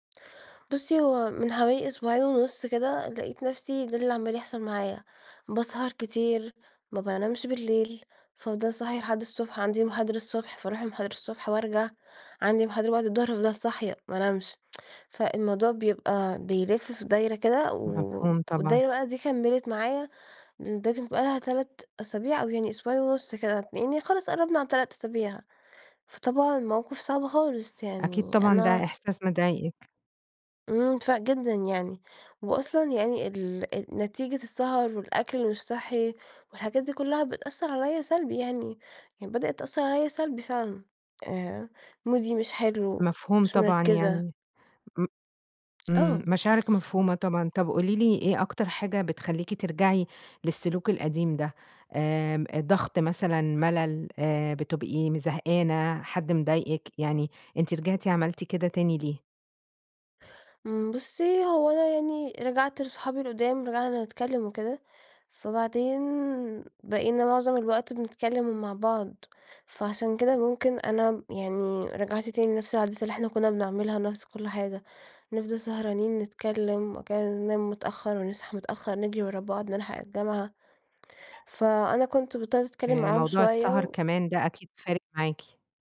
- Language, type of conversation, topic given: Arabic, advice, ليه برجع لعاداتي القديمة بعد ما كنت ماشي على عادات صحية؟
- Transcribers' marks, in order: tsk; tapping